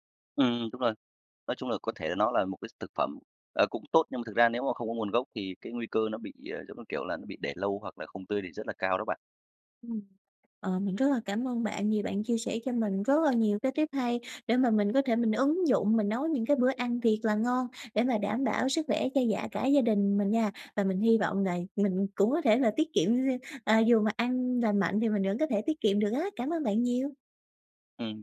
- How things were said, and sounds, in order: tapping; other noise
- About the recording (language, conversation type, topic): Vietnamese, advice, Làm sao để mua thực phẩm lành mạnh mà vẫn tiết kiệm chi phí?